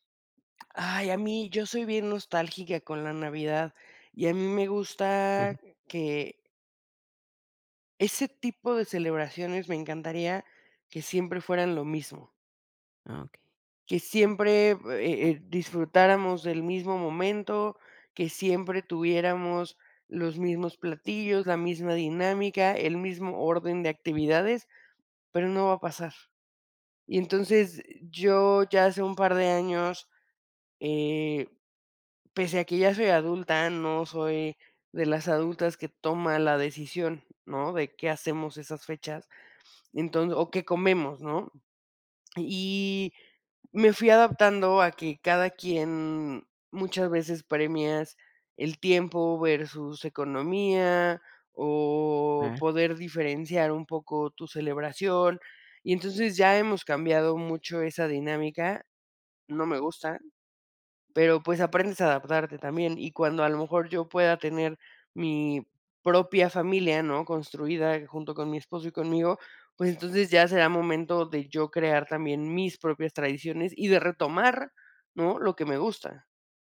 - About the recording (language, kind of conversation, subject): Spanish, podcast, ¿Qué platillo te trae recuerdos de celebraciones pasadas?
- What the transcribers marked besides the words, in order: chuckle; tapping